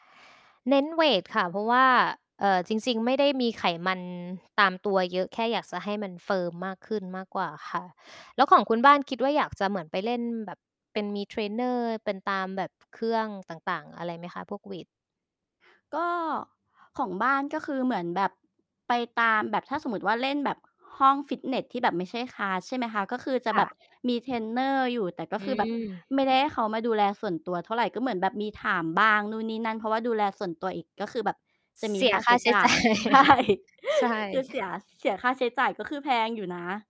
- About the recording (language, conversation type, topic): Thai, unstructured, คุณดูแลสุขภาพร่างกายของตัวเองอย่างไร?
- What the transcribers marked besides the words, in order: tapping; in English: "คลาส"; mechanical hum; other background noise; laughing while speaking: "จ่าย"; laughing while speaking: "ใช่"; inhale